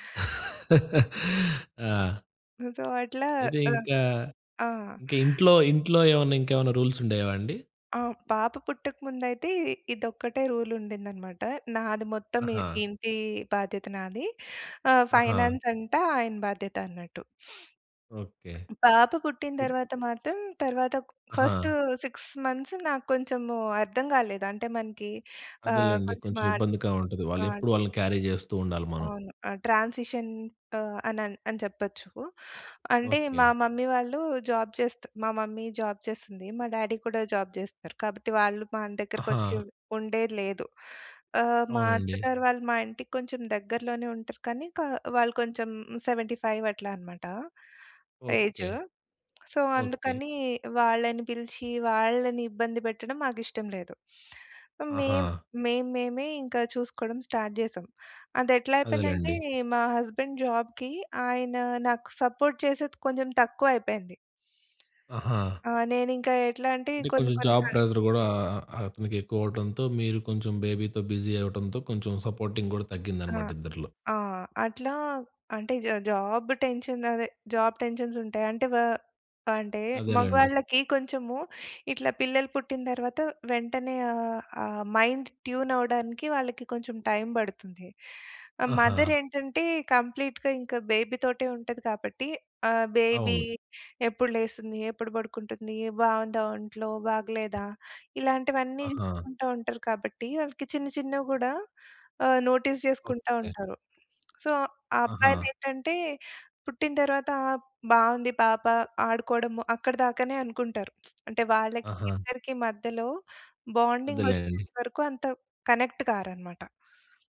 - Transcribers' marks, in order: laugh; other background noise; in English: "సో"; in English: "రూల్స్"; in English: "రూల్"; in English: "ఫైనాన్స్"; sniff; swallow; in English: "ఫస్ట్ సిక్స్ మంత్స్"; in English: "క్యారీ"; in English: "ట్రాన్సిషన్"; in English: "మమ్మీ"; in English: "మమ్మీ"; in English: "డ్యాడీ"; in English: "సెవెంటీ ఫైవ్"; in English: "సో"; sniff; in English: "స్టార్ట్"; in English: "హస్బెండ్"; in English: "సపోర్ట్"; tapping; in English: "జాబ్ ప్రెషర్"; in English: "బేబీ‌తో బిజీ"; in English: "సపోర్టింగ్"; in English: "టెన్షన్"; in English: "టెన్షన్స్"; in English: "మైండ్ ట్యూన్"; in English: "కంప్లీట్‌గా"; in English: "బేబీతోటే"; in English: "బేబీ"; in English: "నోటీస్"; in English: "సో"; lip smack; in English: "బాండింగ్"; in English: "కనెక్ట్"
- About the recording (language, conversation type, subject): Telugu, podcast, ఇద్దరు లేదా అంతకంటే ఎక్కువ మందితో కలిసి ఉండే ఇంటిని మీరు ఎలా సమన్వయం చేసుకుంటారు?
- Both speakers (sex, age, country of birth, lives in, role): female, 40-44, India, India, guest; male, 20-24, India, India, host